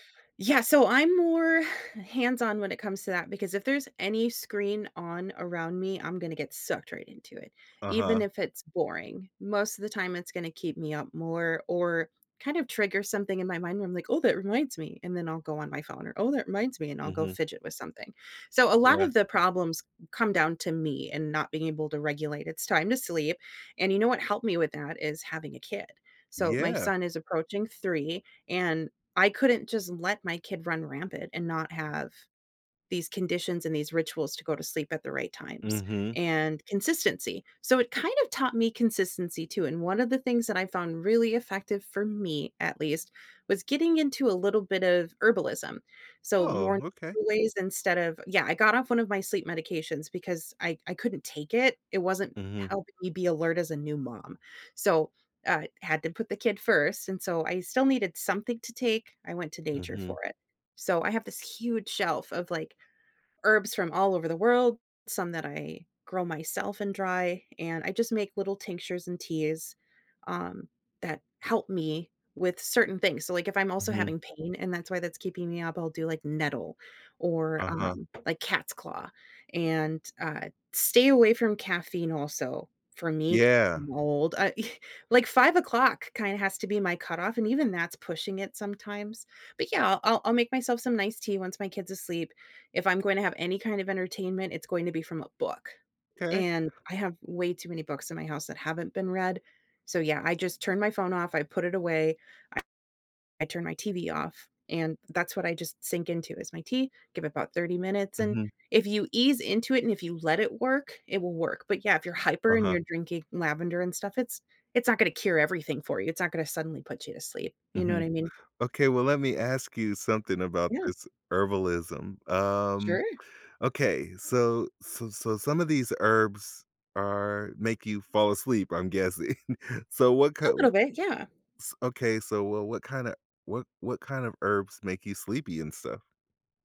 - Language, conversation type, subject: English, unstructured, How can I calm my mind for better sleep?
- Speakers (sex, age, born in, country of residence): female, 35-39, United States, United States; male, 50-54, United States, United States
- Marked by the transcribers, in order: tapping; other background noise; chuckle; laughing while speaking: "guessing"